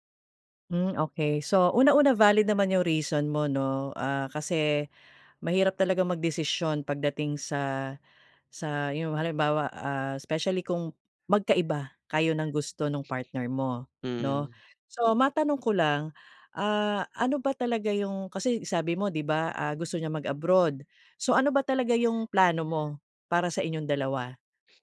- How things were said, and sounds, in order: other animal sound
- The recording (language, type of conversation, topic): Filipino, advice, Paano namin haharapin ang magkaibang inaasahan at mga layunin naming magkapareha?